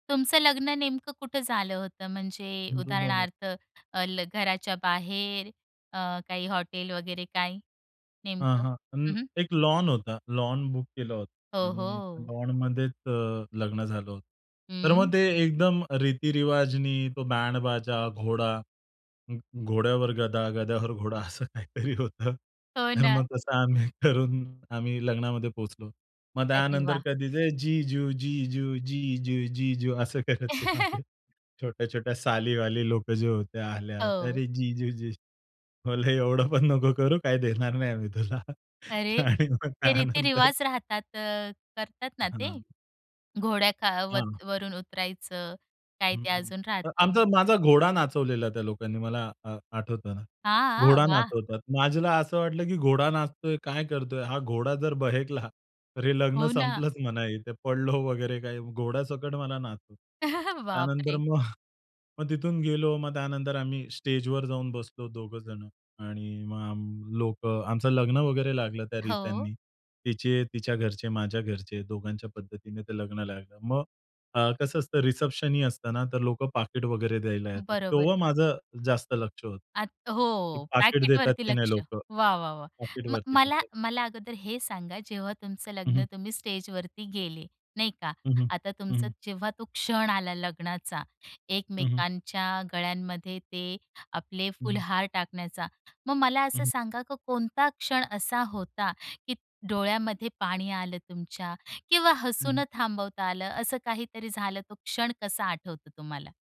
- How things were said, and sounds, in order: laughing while speaking: "असं काहीतरी होतं"; other background noise; laugh; laughing while speaking: "बोललो, एवढं पण नको करू … आणि मग त्यानंतर"; tapping; chuckle; unintelligible speech
- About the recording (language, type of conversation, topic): Marathi, podcast, लग्नाच्या दिवशीची आठवण सांगशील का?